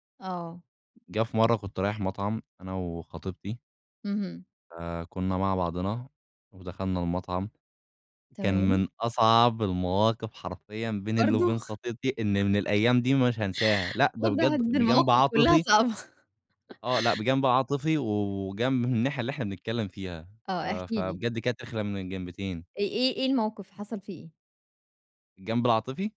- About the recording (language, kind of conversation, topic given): Arabic, podcast, إيه رأيك في الدفع الإلكتروني بدل الكاش؟
- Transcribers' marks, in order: chuckle; tapping; laugh